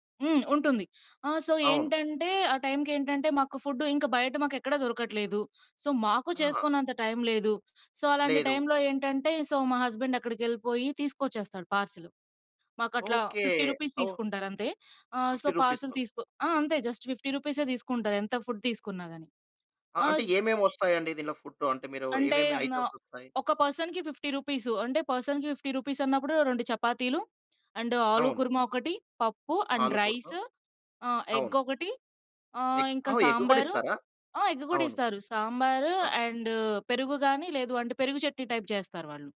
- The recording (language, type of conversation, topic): Telugu, podcast, ఇంటివంటకు బదులుగా కొత్త ఆహారానికి మీరు ఎలా అలవాటు పడ్డారు?
- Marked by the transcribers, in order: in English: "సో"; in English: "ఫుడ్"; in English: "సో"; in English: "సో"; in English: "సో"; in English: "హస్బెండ్"; in English: "ఫిఫ్టీ రూపీస్"; in English: "సో పార్సెల్"; in English: "ఫిఫ్టీ రూపీస్‌లో"; in English: "జస్ట్ ఫిఫ్టీ"; in English: "ఫుడ్"; in English: "ఫుడ్"; in English: "ఐటెమ్స్"; in English: "పర్సన్‌కి ఫిఫ్టీ రూపీస్"; in English: "పర్సన్‌కి ఫిఫ్టీ"; in English: "అండ్"; in English: "అండ్ రైస్"; in English: "ఎగ్"; in English: "ఎగ్"; in English: "ఎగ్"; in English: "ఎగ్"; in English: "అండ్"; in English: "టైప్"